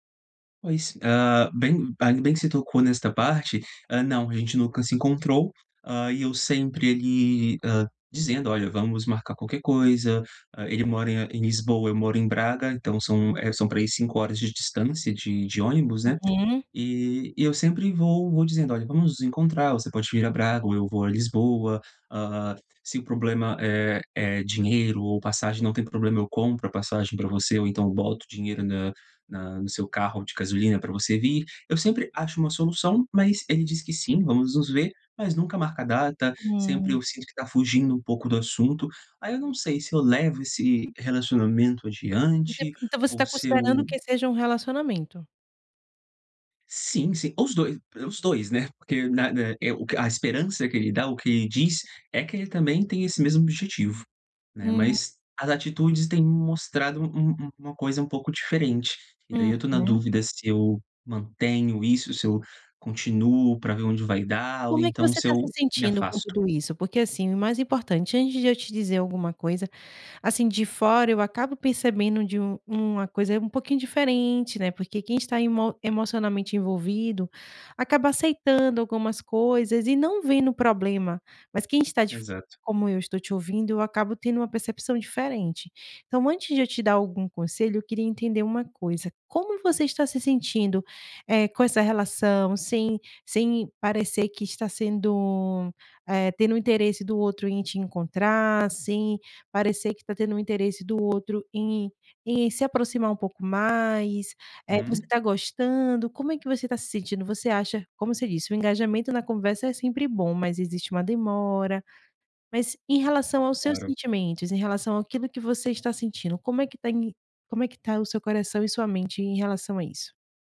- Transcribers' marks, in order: none
- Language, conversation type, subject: Portuguese, advice, Como você descreveria seu relacionamento à distância?